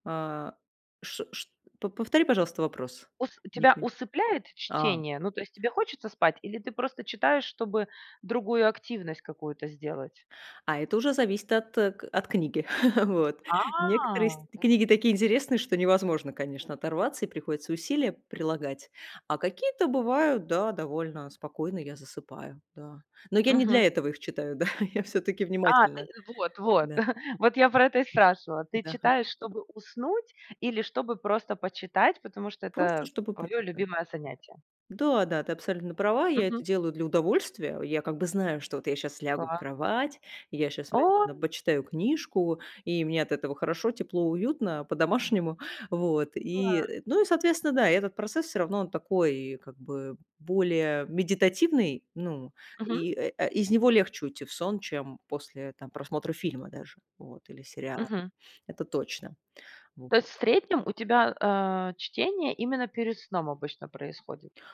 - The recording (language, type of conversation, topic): Russian, podcast, Как ты организуешь сон, чтобы просыпаться бодрым?
- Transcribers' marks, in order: tapping; chuckle; laughing while speaking: "да"; chuckle; anticipating: "что вот я щас лягу в кровать"; laughing while speaking: "по-домашнему"